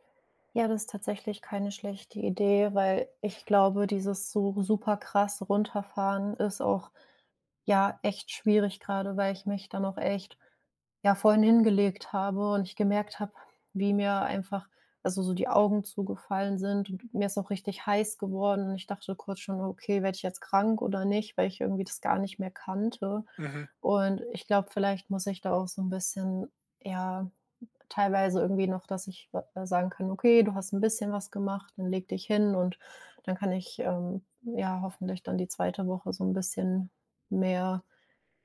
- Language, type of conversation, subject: German, advice, Warum fühle ich mich schuldig, wenn ich einfach entspanne?
- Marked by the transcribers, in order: none